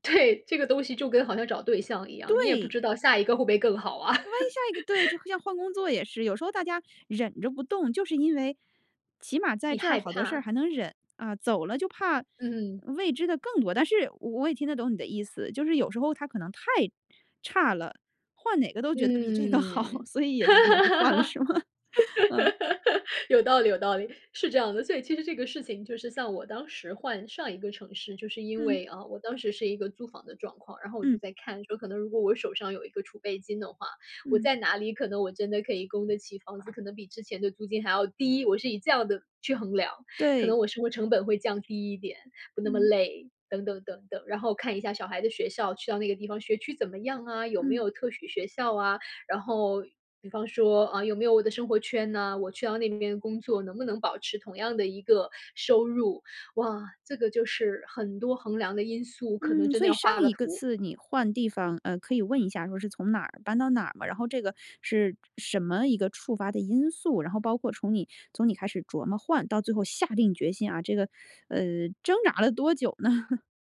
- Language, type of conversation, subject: Chinese, podcast, 你是如何决定要不要换个城市生活的？
- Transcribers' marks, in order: laughing while speaking: "对"; laugh; laugh; laughing while speaking: "好，所以也就不得不换了是吗？嗯"; teeth sucking; chuckle